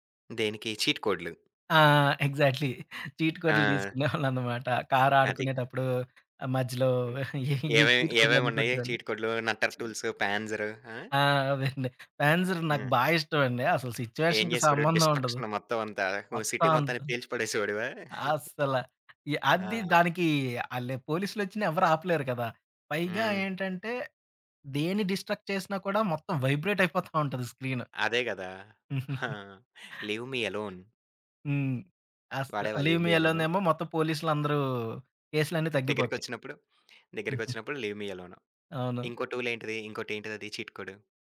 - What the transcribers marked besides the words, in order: in English: "చీట్"; in English: "ఎగ్జాక్ట్‌లీ. చీట్"; laughing while speaking: "చీట్ కోడ్లు దీసుకునేవాళ్ళనమాట. కారాడుకునేటప్పుడూ ఆహ్, మధ్యలో ఈ చీట్ కూతు కోడ్లన్నీ కొట్టేవోళ్ళు"; tapping; in English: "చీట్"; "కోడ్‌లన్నీ" said as "కూతు కోడ్లన్నీ"; in English: "చీట్"; in English: "నట్టర్ టూల్స్"; laughing while speaking: "అవెండి"; in English: "సిచ్యువేషన్‌కి"; in English: "డిస్ట్రక్షన్"; in English: "సిటీ"; chuckle; in English: "డిస్ట్రక్ట్"; giggle; in English: "లీవ్ మీ ఎలోన్"; in English: "లీవ్ మీ అలోన్"; in English: "లీవ్ మీ"; giggle; in English: "లీవ్ మీ"; in English: "చీట్"
- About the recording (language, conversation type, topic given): Telugu, podcast, కల్పిత ప్రపంచాల్లో ఉండటం మీకు ఆకర్షణగా ఉందా?